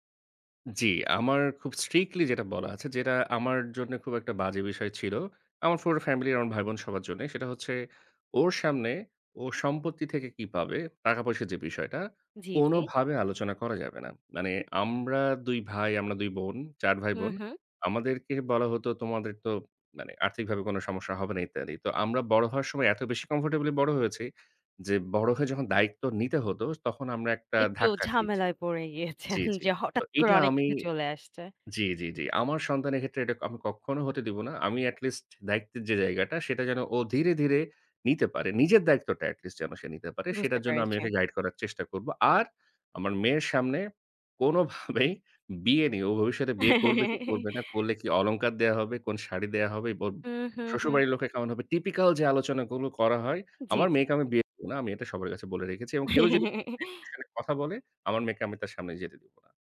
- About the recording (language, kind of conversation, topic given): Bengali, podcast, তুমি কীভাবে নিজের সন্তানকে দুই সংস্কৃতিতে বড় করতে চাও?
- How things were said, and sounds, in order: in English: "strictly"; "পুরো" said as "ফুরো"; in English: "comfortably"; scoff; in English: "at least"; stressed: "নিজের দায়িত্বটা"; in English: "at least"; "পেরেছি" said as "পেরেছিম"; scoff; laugh; in English: "typical"; laugh; bird